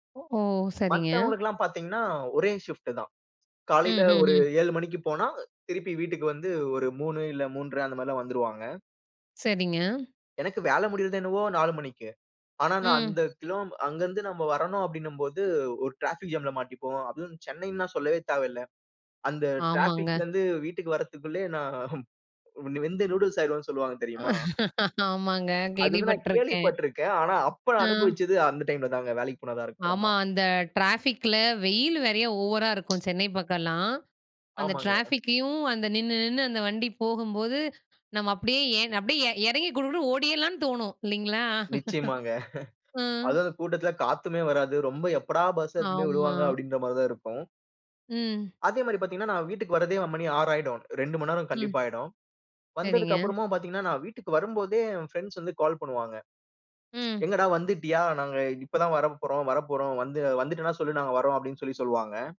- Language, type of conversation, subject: Tamil, podcast, மற்றவர்களுக்கு “இல்லை” சொல்ல வேண்டிய சூழலில், நீங்கள் அதை எப்படிப் பணிவாகச் சொல்கிறீர்கள்?
- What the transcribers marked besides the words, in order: other background noise; in English: "ஷிஃப்ட்"; other noise; chuckle; laughing while speaking: "ஆமாங்க. கேள்விப்பட்டுருக்கேன்"; other street noise; unintelligible speech; chuckle; laugh